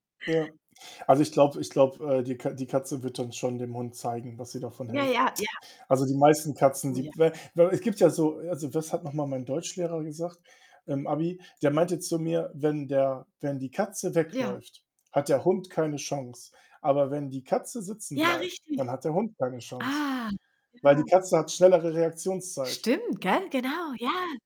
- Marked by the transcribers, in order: tsk; distorted speech; other background noise
- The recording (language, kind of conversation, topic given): German, unstructured, Wie beeinflusst unser Umfeld unsere Motivation und Lebensfreude?